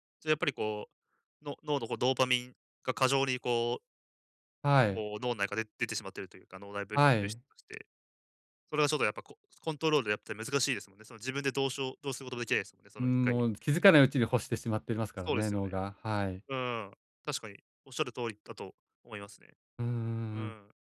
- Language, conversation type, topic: Japanese, advice, 視聴や読書中にすぐ気が散ってしまうのですが、どうすれば集中できますか？
- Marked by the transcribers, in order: none